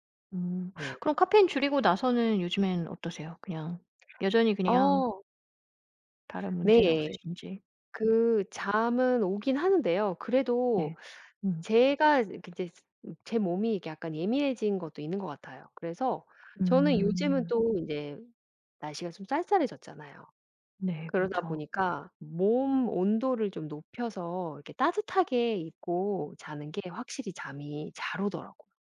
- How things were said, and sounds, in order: tapping; other background noise
- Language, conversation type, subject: Korean, podcast, 편하게 잠들려면 보통 무엇을 신경 쓰시나요?